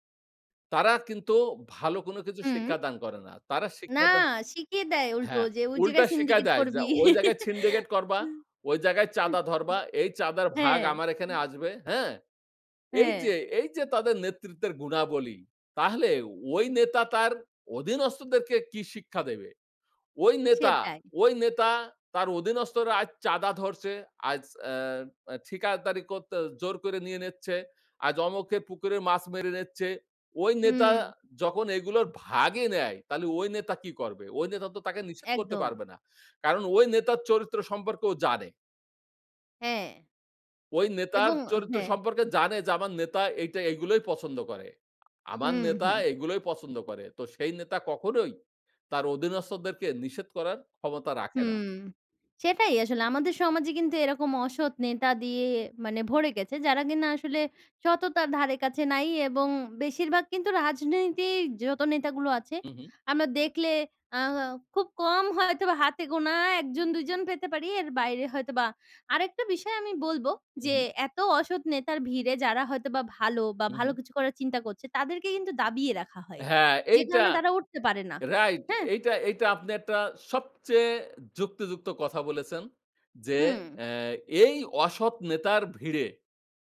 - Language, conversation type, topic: Bengali, unstructured, আপনার মতে ভালো নেতৃত্বের গুণগুলো কী কী?
- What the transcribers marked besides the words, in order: in English: "সিন্ডিকেট"; in English: "ছিন্ডিকেট"; "সিন্ডিকেট" said as "ছিন্ডিকেট"; other noise; "আজ" said as "আইজ"; "অমুকের" said as "অমখে"